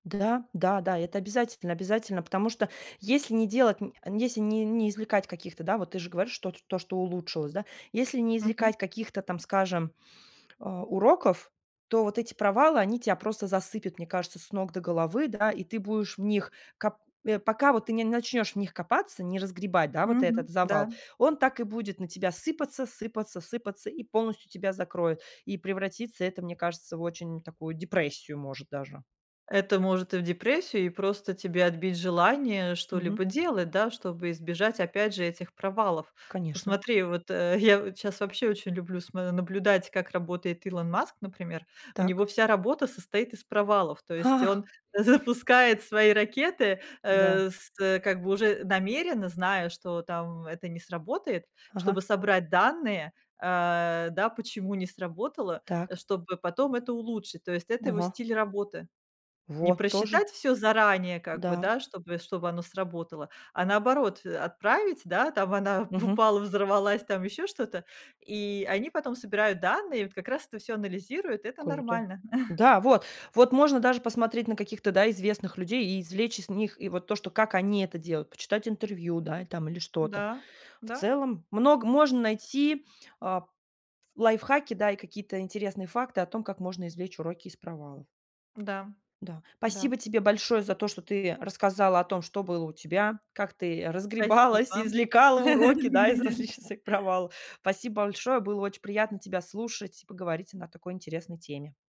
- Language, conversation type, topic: Russian, podcast, Как извлекать уроки из провалов?
- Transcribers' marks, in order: tapping; laughing while speaking: "я"; laughing while speaking: "запускает"; laughing while speaking: "упала"; chuckle; laughing while speaking: "разгребалась"; laughing while speaking: "различных своих"; laugh